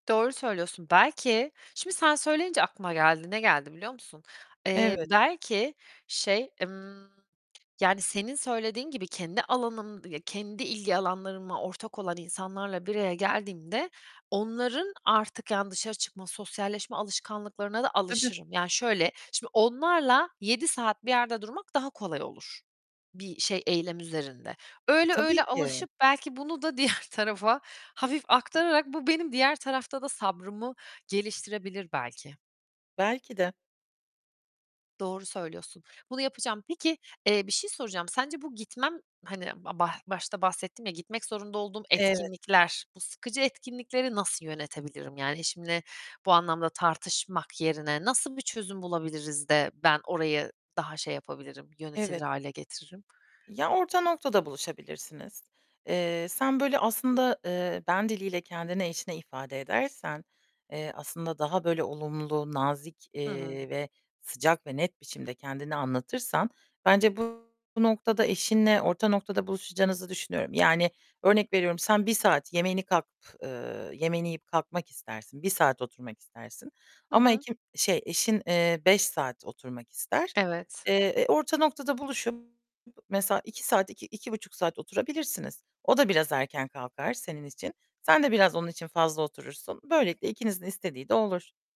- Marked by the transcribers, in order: distorted speech; other background noise; laughing while speaking: "diğer tarafa"; tapping
- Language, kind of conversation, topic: Turkish, advice, Sosyal etkinliklere gitmek istemediğim hâlde yalnızlıktan rahatsız olmam normal mi?